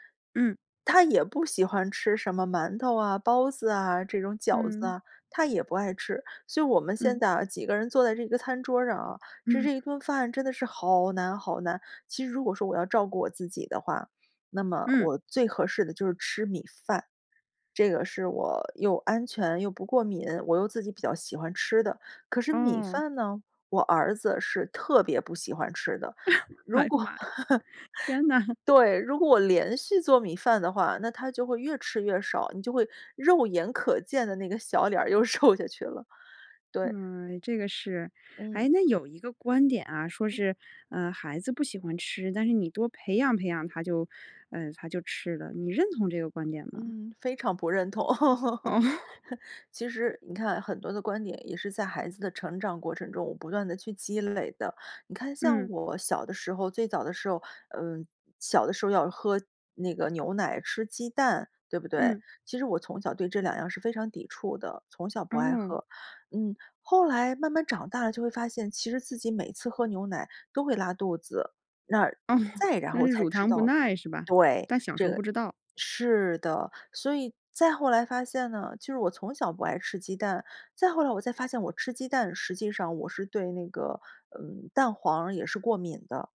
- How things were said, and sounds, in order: laugh; laughing while speaking: "哎呀妈呀，天哪"; laugh; laughing while speaking: "瘦下去"; other background noise; laugh; laughing while speaking: "哦"; laugh; laughing while speaking: "哦"
- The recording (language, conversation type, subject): Chinese, podcast, 家人挑食你通常怎么应对？